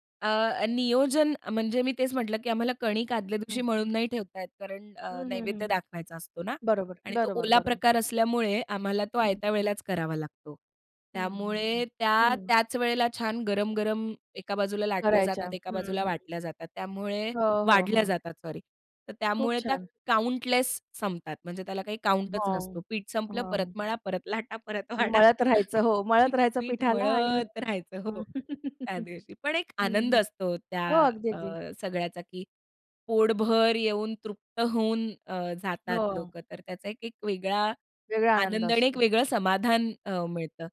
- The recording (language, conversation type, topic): Marathi, podcast, मोठ्या मेजबानीसाठी जेवणाचे नियोजन कसे करावे?
- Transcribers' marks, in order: other background noise; in English: "काउंटलेस"; laughing while speaking: "परत लाटा, परत वाढा"; other noise; laugh